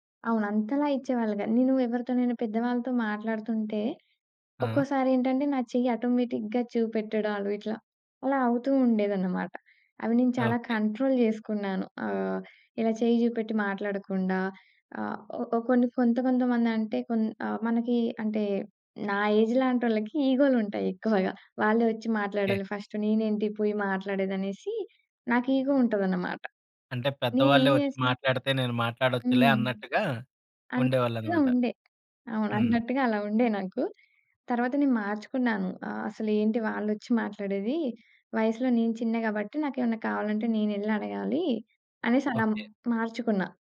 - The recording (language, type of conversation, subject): Telugu, podcast, ప్రయాణాల ద్వారా మీరు నేర్చుకున్న అత్యంత ముఖ్యమైన జీవన పాఠం ఏమిటి?
- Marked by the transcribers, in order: in English: "ఆటోమేటిక్‌గా"; in English: "కంట్రోల్"; in English: "ఏజ్"; in English: "ఈగో‌లుంటాయి"; in English: "ఫస్ట్"; in English: "ఇగో"